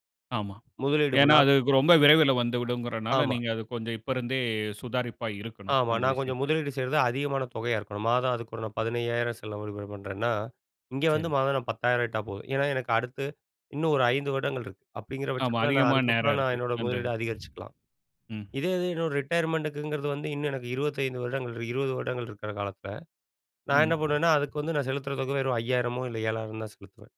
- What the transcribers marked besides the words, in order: other background noise; in English: "ரிட்டயர்மெண்ட்டுக்குங்கிறது"; other noise
- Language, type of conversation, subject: Tamil, podcast, ஒரு நீண்டகால திட்டத்தை தொடர்ந்து செய்ய நீங்கள் உங்களை எப்படி ஊக்கமுடன் வைத்துக்கொள்வீர்கள்?